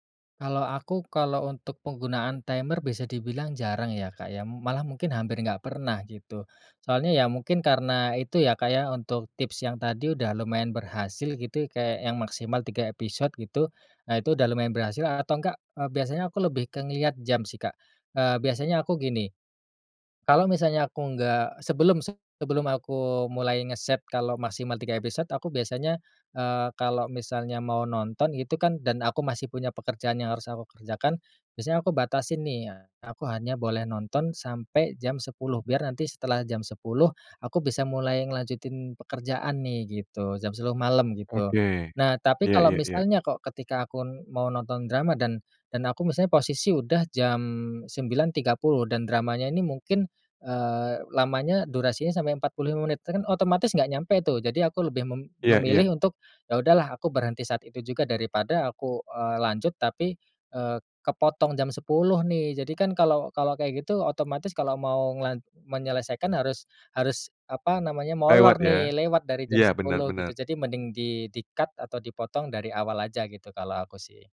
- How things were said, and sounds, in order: in English: "timer"; in English: "cut"
- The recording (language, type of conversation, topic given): Indonesian, podcast, Pernah nggak aplikasi bikin kamu malah nunda kerja?